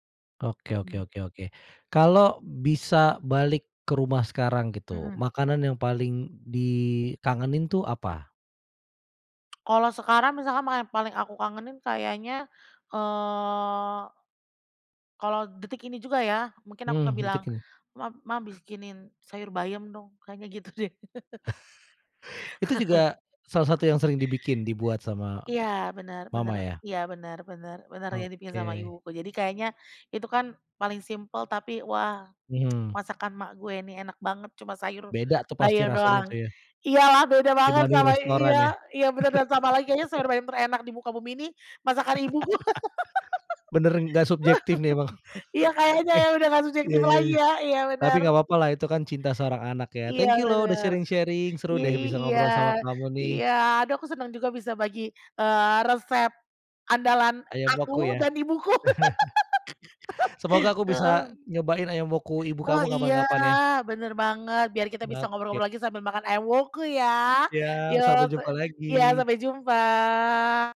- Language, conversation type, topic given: Indonesian, podcast, Makanan apa yang membuat kamu merasa seperti di rumah meski sedang jauh?
- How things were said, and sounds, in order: tapping; other background noise; chuckle; laughing while speaking: "gitu deh"; laugh; tsk; laugh; chuckle; laughing while speaking: "gue"; laugh; in English: "sharing-sharing"; laugh; laugh; drawn out: "jumpa"